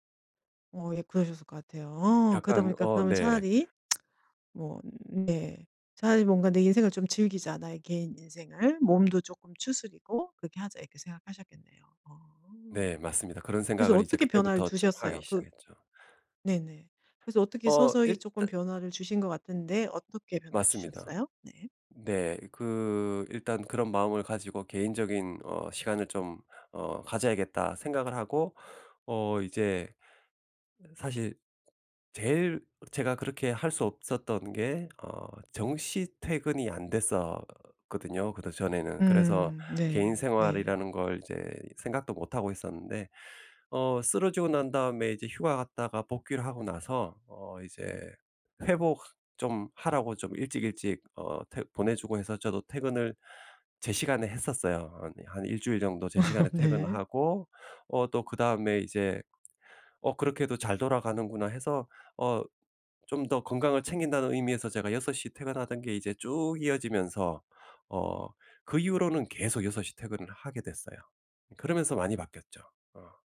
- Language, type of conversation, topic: Korean, podcast, 일과 개인 생활의 균형을 어떻게 관리하시나요?
- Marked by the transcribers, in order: tsk; other background noise; laugh